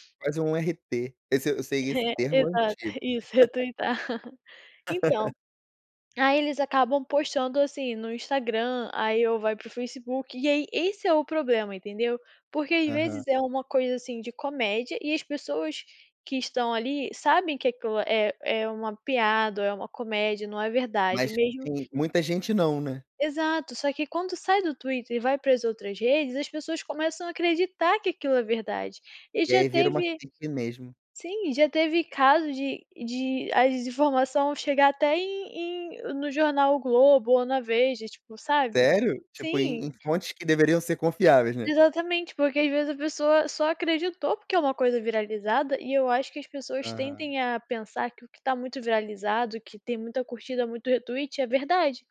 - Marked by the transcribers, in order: laugh; chuckle; laugh; in English: "fake"; in English: "retweet"
- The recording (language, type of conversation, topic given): Portuguese, podcast, Como filtrar conteúdo confiável em meio a tanta desinformação?